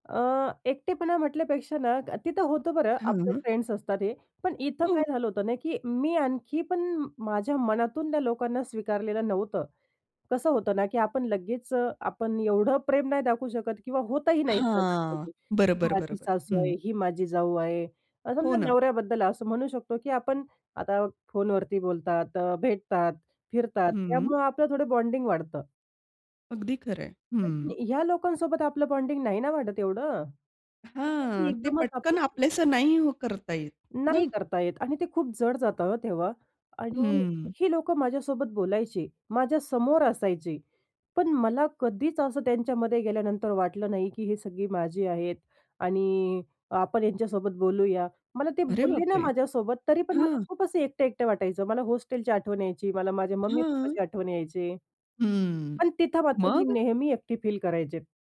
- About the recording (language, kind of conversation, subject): Marathi, podcast, एकटेपणा कमी करण्यासाठी आपण काय करता?
- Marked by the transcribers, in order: other background noise; in English: "फ्रेंड्स"; in English: "बॉन्डिंग"; in English: "बॉन्डिंग"; other noise; tapping